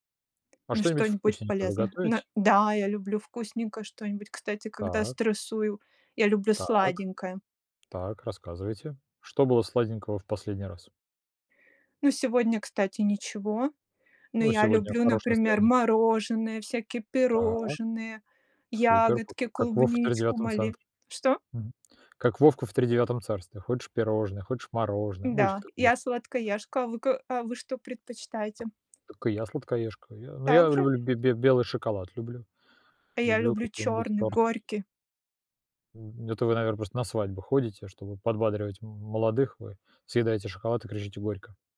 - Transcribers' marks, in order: tapping
- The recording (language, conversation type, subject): Russian, unstructured, Как ты обычно справляешься с плохим настроением?